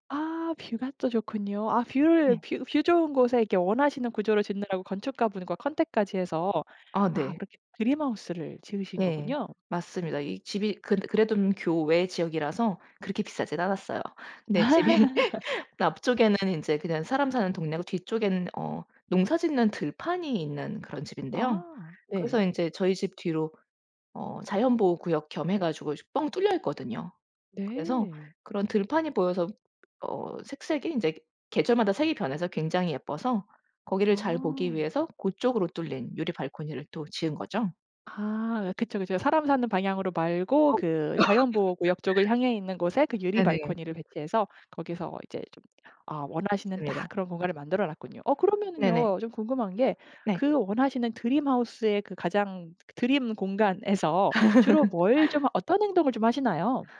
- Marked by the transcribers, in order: in English: "드림하우스를"; laugh; tapping; laugh; laugh; in English: "드림하우스의"; in English: "드림"; laugh
- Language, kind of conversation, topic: Korean, podcast, 집에서 가장 편안한 공간은 어디인가요?